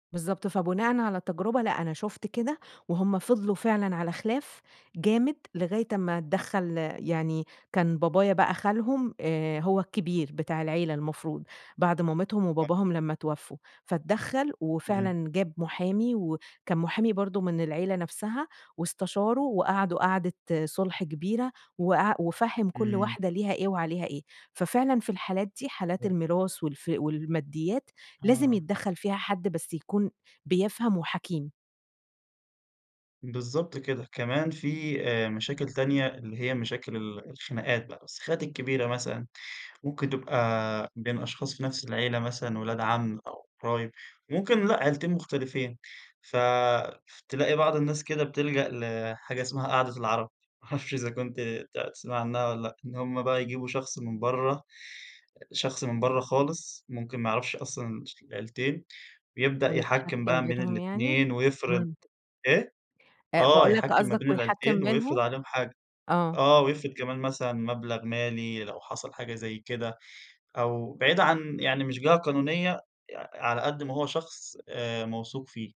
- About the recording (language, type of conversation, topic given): Arabic, podcast, إنت شايف العيلة المفروض تتدخل في الصلح ولا تسيب الطرفين يحلوها بين بعض؟
- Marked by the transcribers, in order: unintelligible speech; laughing while speaking: "ما اعرفش"